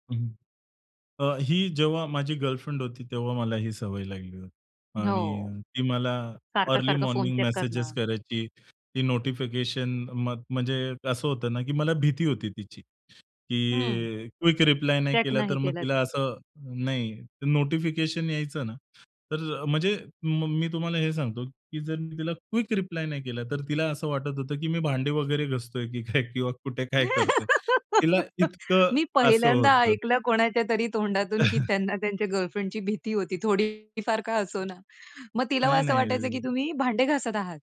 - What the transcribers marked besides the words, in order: in English: "चेक"; in English: "नोटिफिकेशन"; other background noise; in English: "चेक"; in English: "नोटिफिकेशन"; laughing while speaking: "की काय किंवा कुठे काय करतोय"; laugh; chuckle
- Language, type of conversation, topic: Marathi, podcast, सकाळी फोन वापरण्याची तुमची पद्धत काय आहे?